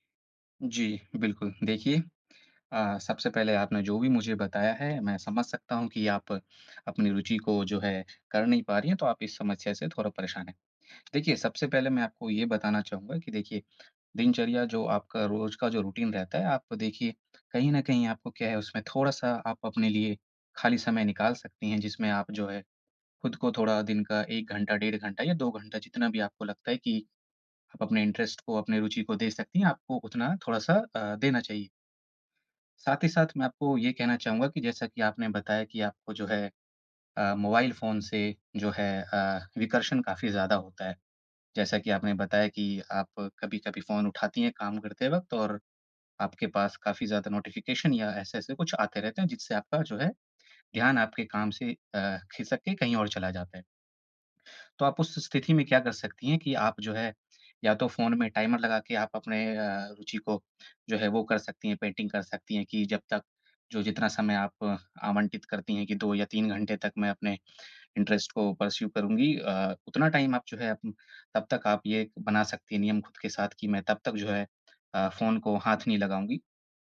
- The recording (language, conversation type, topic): Hindi, advice, मैं बिना ध्यान भंग हुए अपने रचनात्मक काम के लिए समय कैसे सुरक्षित रख सकता/सकती हूँ?
- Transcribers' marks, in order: in English: "रूटीन"; in English: "इंटरेस्ट"; in English: "नोटिफ़िकेशन"; in English: "टाइमर"; in English: "पेंटिंग"; in English: "इंटरेस्ट"; in English: "पर्स्यु"; in English: "टाइम"